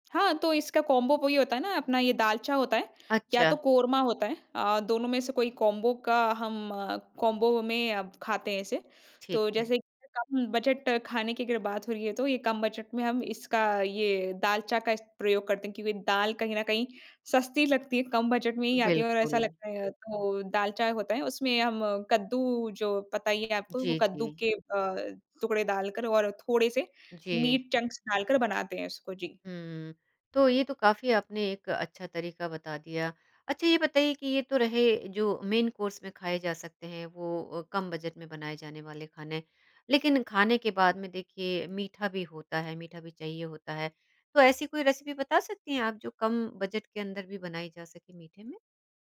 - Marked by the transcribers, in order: in English: "कॉम्बो"; in English: "कॉम्बो"; in English: "कॉम्बो"; in English: "चंक्स"; in English: "मेन कोर्स"; in English: "रेसिपी"
- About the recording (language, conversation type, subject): Hindi, podcast, जब बजट कम हो, तो आप त्योहार का खाना कैसे प्रबंधित करते हैं?